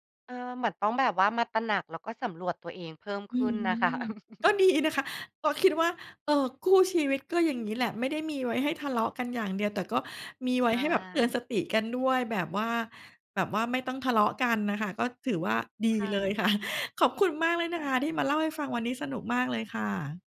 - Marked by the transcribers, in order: chuckle; laughing while speaking: "ค่ะ"
- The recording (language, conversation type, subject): Thai, podcast, คุณรู้สึกยังไงกับคนที่อ่านแล้วไม่ตอบ?